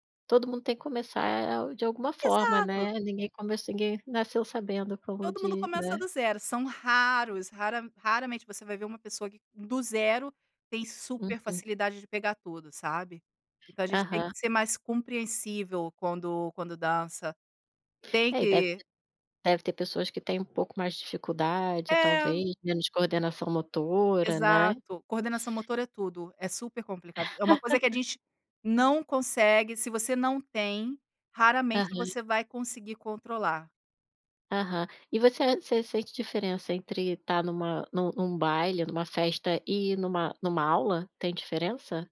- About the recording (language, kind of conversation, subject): Portuguese, podcast, O que mais te chama a atenção na dança, seja numa festa ou numa aula?
- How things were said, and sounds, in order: tapping; chuckle